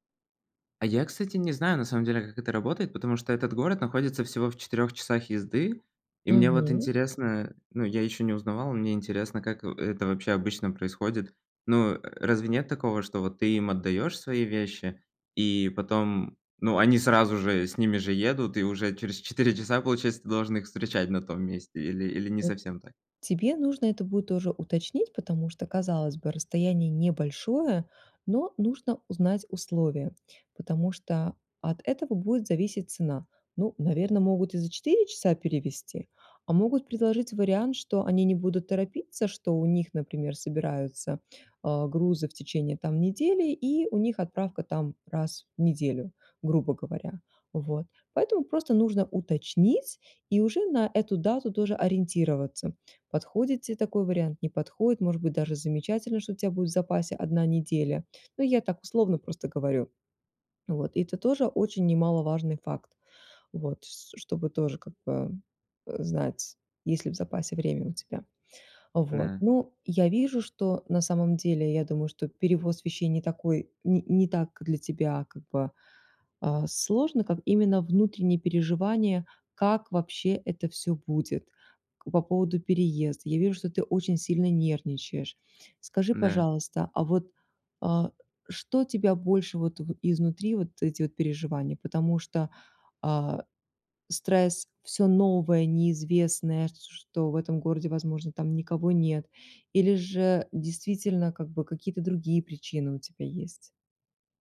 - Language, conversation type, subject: Russian, advice, Как мне справиться со страхом и неопределённостью во время перемен?
- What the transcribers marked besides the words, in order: tapping; other background noise